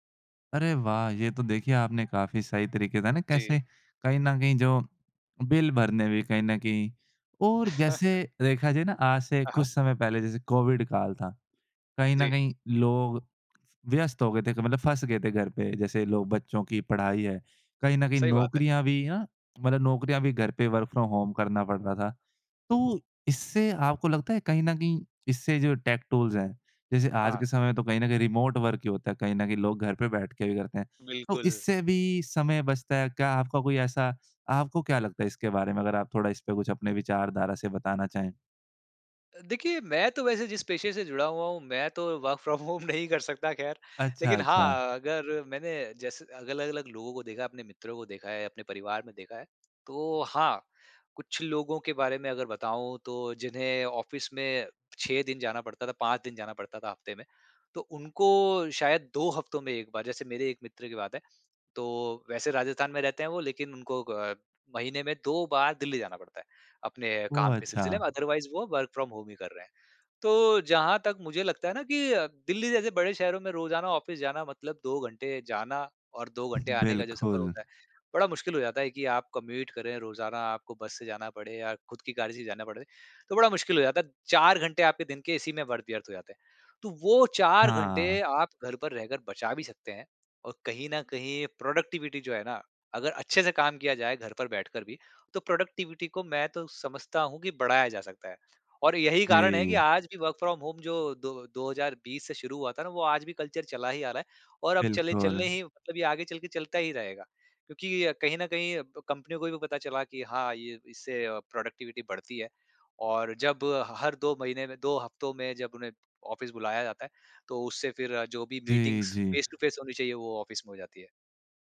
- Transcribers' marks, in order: chuckle; in English: "वर्क फ़्रॉम होम"; in English: "टेक टूल्स"; in English: "रिमोट वर्क"; laughing while speaking: "वर्क फ़्रॉम होम नहीं कर सकता ख़ैर"; in English: "वर्क फ़्रॉम होम"; in English: "ऑफ़िस"; in English: "अदरवाइज़"; in English: "वर्क फ़्रॉम होम"; in English: "ऑफ़िस"; in English: "कम्यूट"; in English: "प्रोडक्टिविटी"; in English: "प्रोडक्टिविटी"; in English: "वर्क फ़्रॉम होम"; in English: "कल्चर"; in English: "प्रोडक्टिविटी"; in English: "ऑफ़िस"; in English: "मीटिंग्स फ़ेस टू फ़ेस"; in English: "ऑफ़िस"
- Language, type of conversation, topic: Hindi, podcast, टेक्नोलॉजी उपकरणों की मदद से समय बचाने के आपके आम तरीके क्या हैं?